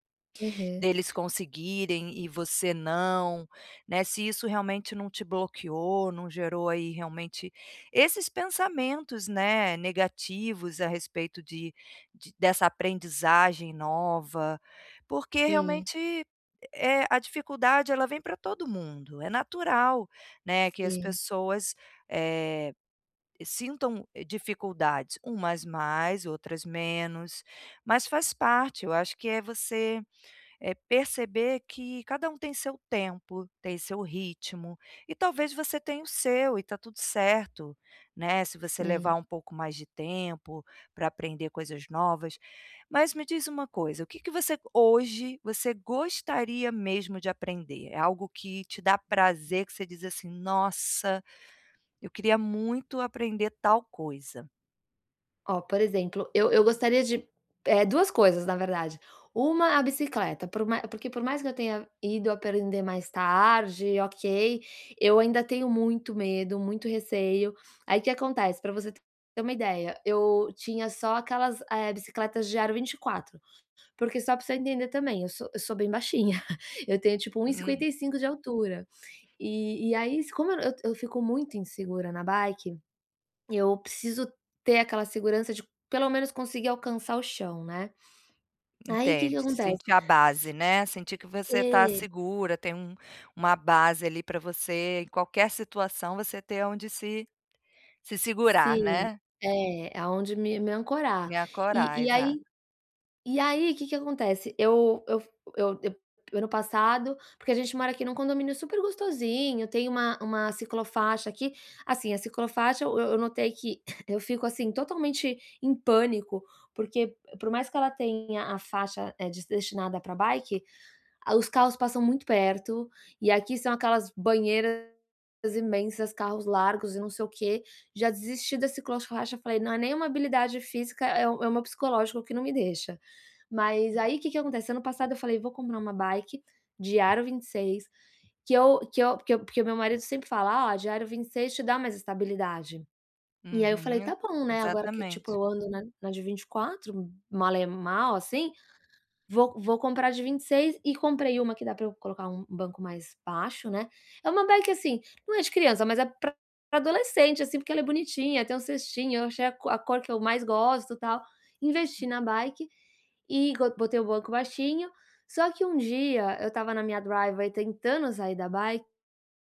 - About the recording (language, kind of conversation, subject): Portuguese, advice, Como posso aprender novas habilidades sem ficar frustrado?
- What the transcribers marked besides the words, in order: other background noise; tapping; chuckle; in English: "bike"; cough; in English: "bike"; in English: "bike"; in English: "bike"; in English: "bike"; in English: "driveway"; in English: "bi"